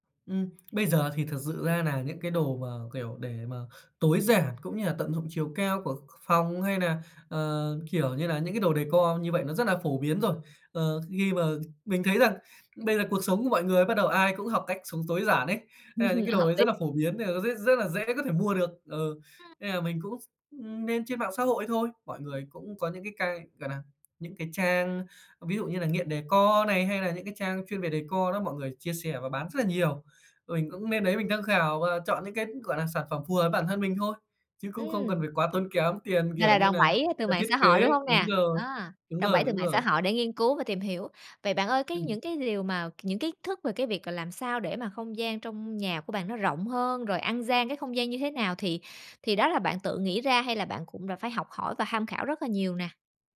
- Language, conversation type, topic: Vietnamese, podcast, Bạn sắp xếp đồ đạc như thế nào để căn nhà trông rộng hơn?
- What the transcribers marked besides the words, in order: tapping; chuckle; other noise